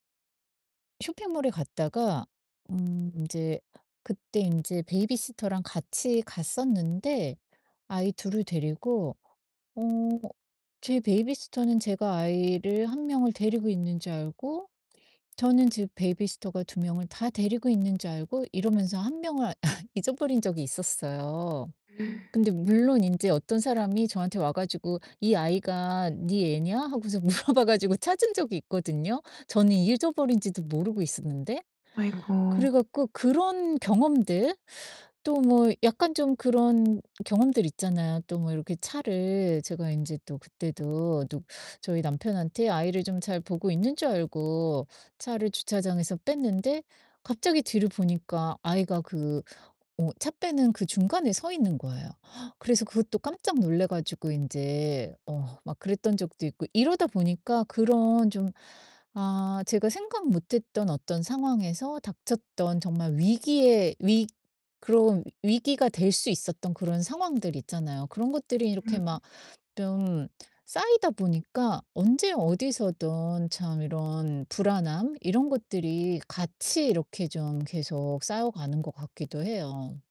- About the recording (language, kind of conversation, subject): Korean, advice, 실생활에서 불안을 어떻게 받아들이고 함께 살아갈 수 있을까요?
- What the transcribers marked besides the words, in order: distorted speech; in English: "베이비시터랑"; in English: "베이비시터는"; in English: "베이비시터가"; laugh; gasp; laughing while speaking: "물어봐"; gasp; "좀" said as "뿀"